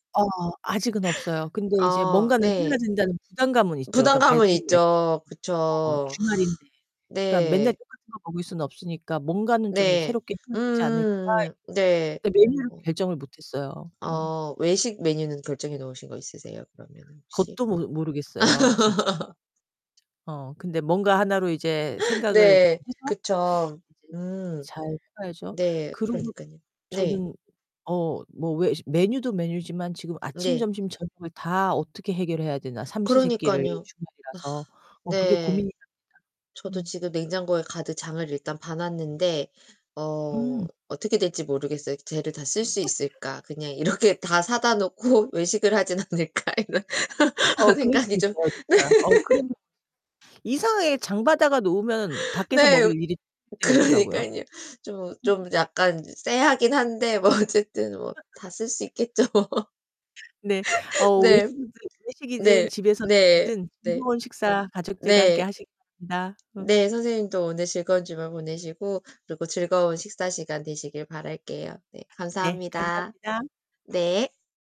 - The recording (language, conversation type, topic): Korean, unstructured, 가족과 함께 식사할 때 가장 좋은 점은 무엇인가요?
- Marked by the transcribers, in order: distorted speech; unintelligible speech; sigh; laugh; other background noise; tapping; sigh; laugh; laughing while speaking: "이렇게"; laughing while speaking: "않을까' 이런 생각이 좀"; laugh; unintelligible speech; static; laughing while speaking: "그러니깐요"; laughing while speaking: "어쨌든"; laugh; laughing while speaking: "있겠죠 뭐"; laugh; unintelligible speech